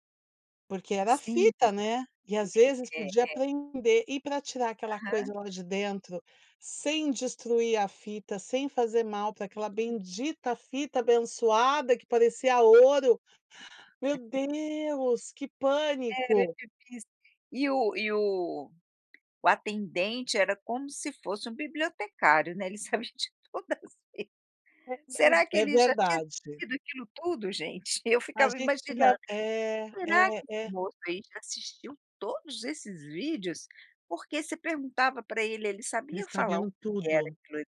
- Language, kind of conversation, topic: Portuguese, podcast, Que lembrança você guarda das locadoras de vídeo?
- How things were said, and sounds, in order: unintelligible speech; tapping; laughing while speaking: "todas"; unintelligible speech